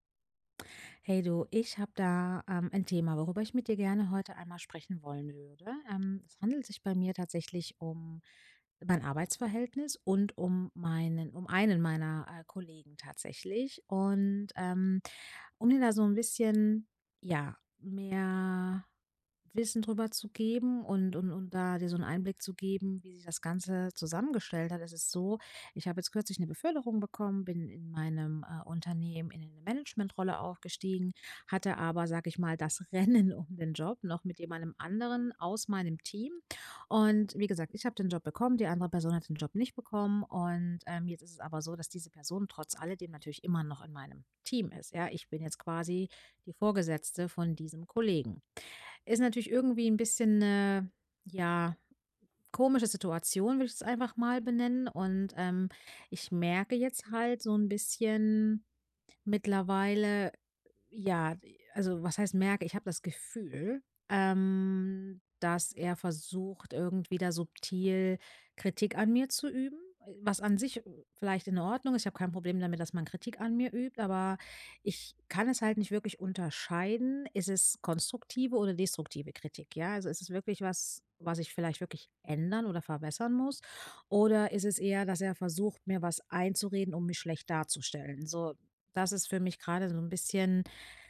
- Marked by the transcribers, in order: stressed: "Rennen"; stressed: "Team"; other noise
- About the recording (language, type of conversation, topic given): German, advice, Woran erkenne ich, ob Kritik konstruktiv oder destruktiv ist?